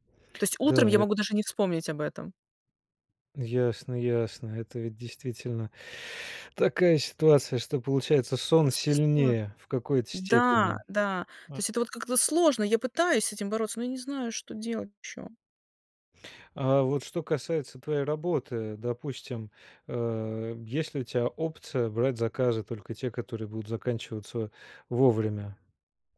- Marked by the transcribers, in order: sad: "но я не знаю, что делать еще"
- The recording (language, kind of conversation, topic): Russian, advice, Почему у меня проблемы со сном и почему не получается придерживаться режима?